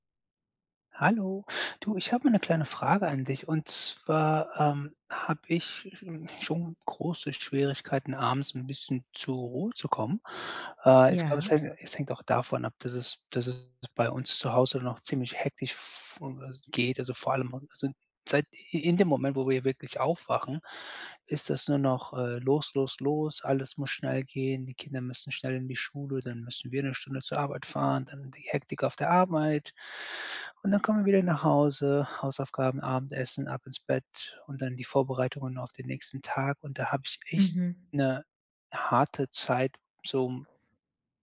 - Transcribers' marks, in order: unintelligible speech
- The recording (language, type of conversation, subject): German, advice, Wie kann ich abends besser zur Ruhe kommen?
- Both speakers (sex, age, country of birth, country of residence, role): female, 30-34, Germany, Germany, advisor; male, 40-44, Germany, United States, user